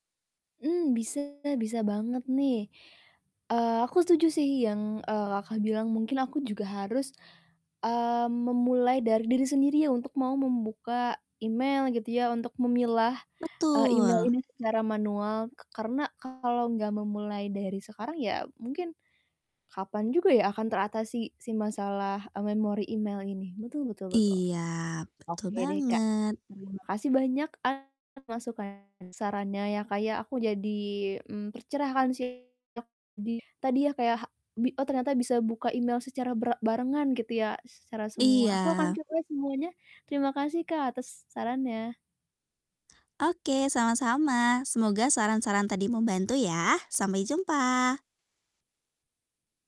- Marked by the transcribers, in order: static; distorted speech
- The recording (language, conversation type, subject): Indonesian, advice, Bagaimana cara merapikan kotak masuk email dan berkas digital saya?